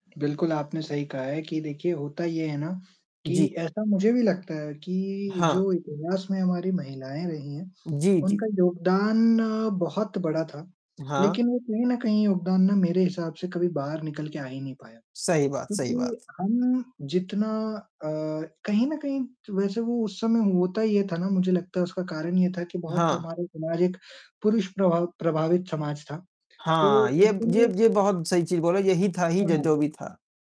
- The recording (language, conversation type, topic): Hindi, unstructured, इतिहास में महिलाओं की भूमिका कैसी रही है?
- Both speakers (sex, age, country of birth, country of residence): male, 20-24, India, India; male, 20-24, India, India
- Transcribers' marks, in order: static; distorted speech